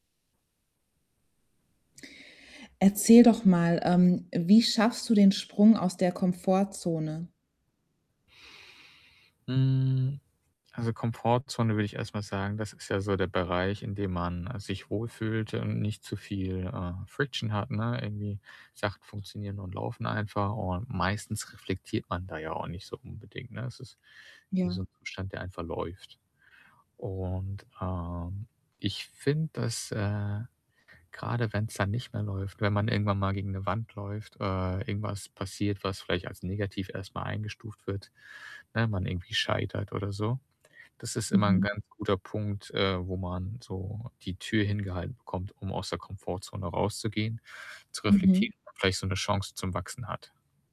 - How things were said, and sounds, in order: in English: "Friction"; distorted speech
- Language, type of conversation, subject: German, podcast, Wie schaffst du den Sprung aus deiner Komfortzone?